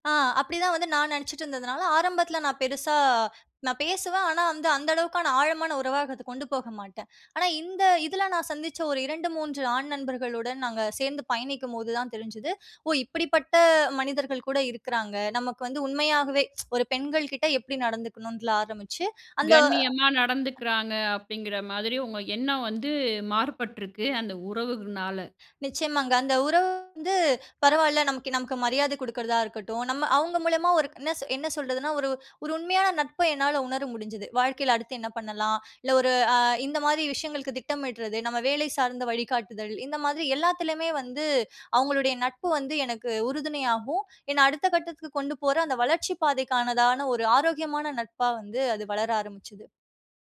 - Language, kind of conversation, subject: Tamil, podcast, புதிய இடத்தில் உண்மையான உறவுகளை எப்படிச் தொடங்கினீர்கள்?
- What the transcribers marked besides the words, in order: other background noise; tsk; other noise